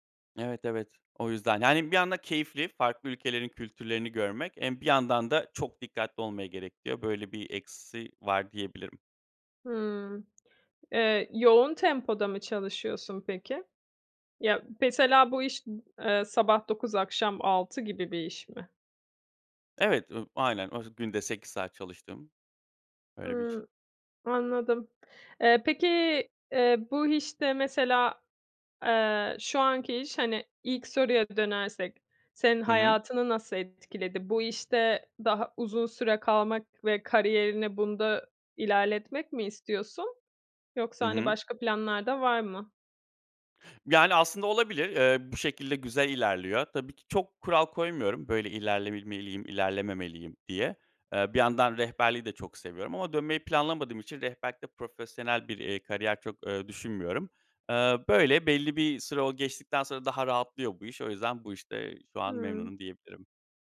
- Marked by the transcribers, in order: other background noise; other noise
- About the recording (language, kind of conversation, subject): Turkish, podcast, Bu iş hayatını nasıl etkiledi ve neleri değiştirdi?